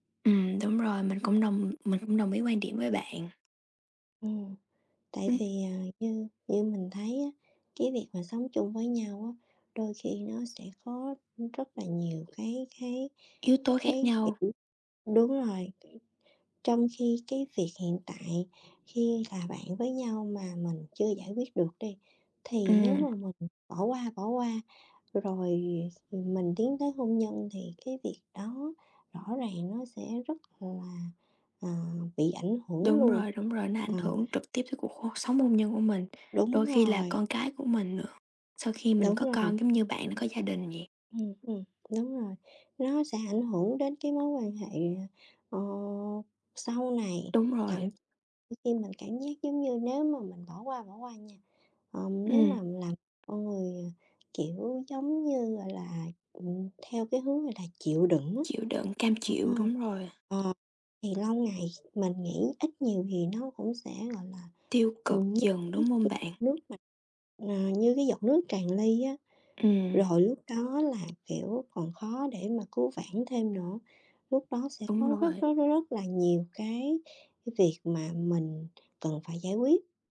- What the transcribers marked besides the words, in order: tapping; other background noise; unintelligible speech; unintelligible speech
- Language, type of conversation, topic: Vietnamese, unstructured, Bạn cảm thấy thế nào khi người ấy thường so sánh bạn với người khác?